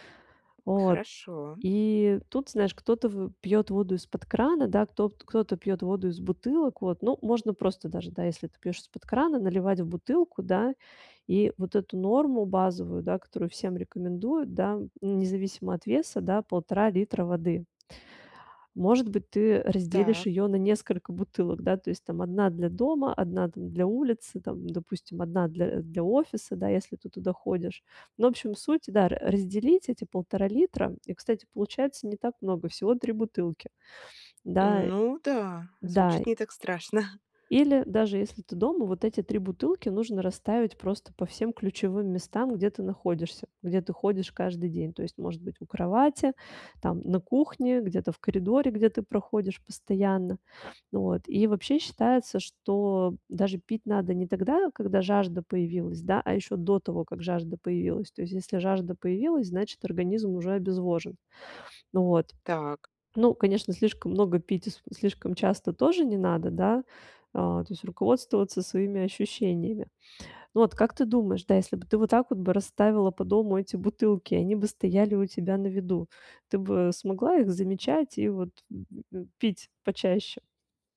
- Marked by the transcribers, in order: tapping
- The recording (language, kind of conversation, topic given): Russian, advice, Как маленькие ежедневные шаги помогают добиться устойчивых изменений?